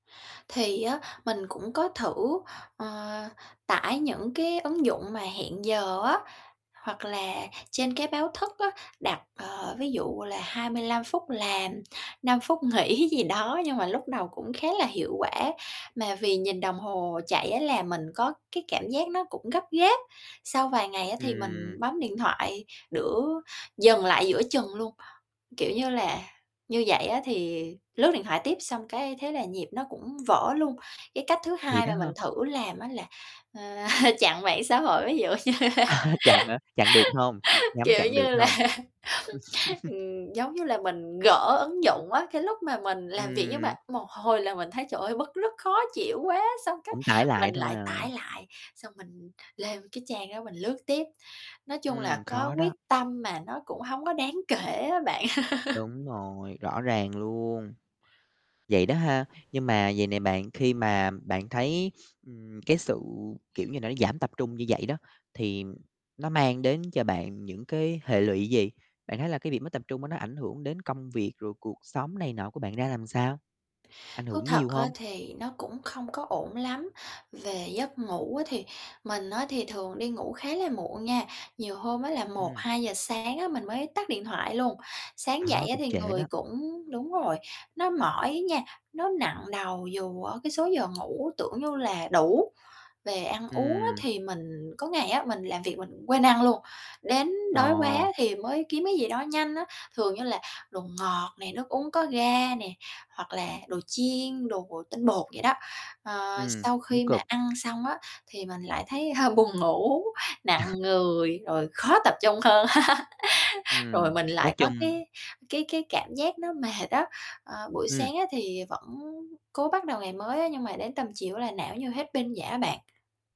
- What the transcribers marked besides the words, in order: static; tapping; laughing while speaking: "nghỉ"; "giữa" said as "đữa"; other background noise; laughing while speaking: "ờ"; chuckle; laugh; laughing while speaking: "là"; chuckle; laugh; distorted speech; chuckle; laugh
- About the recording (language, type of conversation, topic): Vietnamese, advice, Làm sao để duy trì sự tập trung liên tục khi học hoặc làm việc?